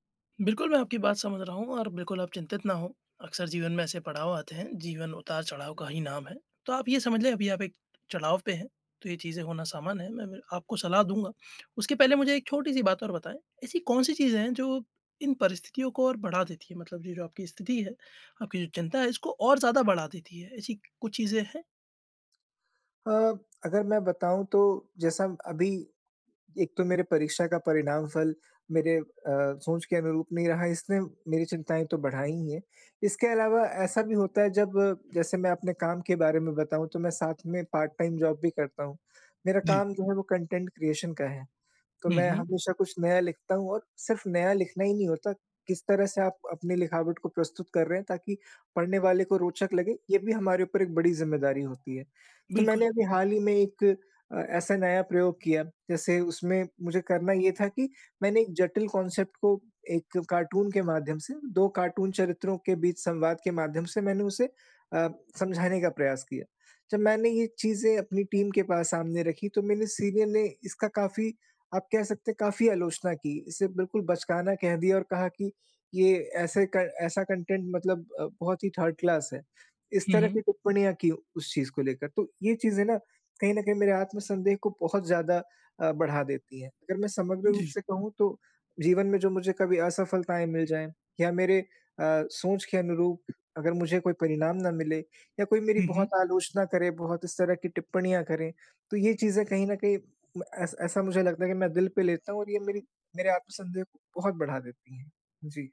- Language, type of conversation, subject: Hindi, advice, आत्म-संदेह से निपटना और आगे बढ़ना
- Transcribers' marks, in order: in English: "पार्ट टाइम जॉब"; in English: "कंटेंट क्रिएशन"; in English: "कांसेप्ट"; in English: "टीम"; in English: "सीनियर"; in English: "कंटेंट"; in English: "थर्ड क्लास"